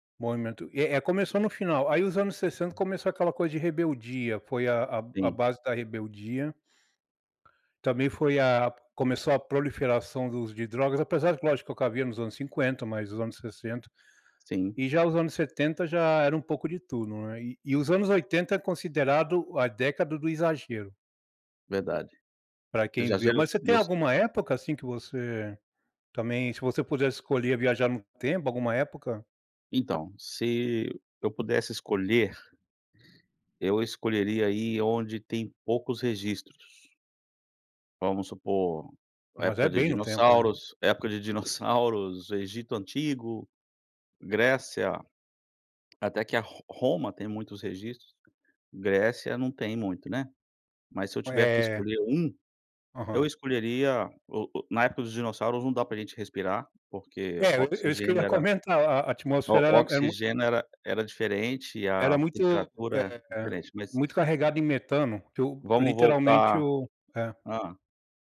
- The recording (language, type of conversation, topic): Portuguese, unstructured, Se você pudesse viajar no tempo, para que época iria?
- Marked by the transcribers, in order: other background noise; tapping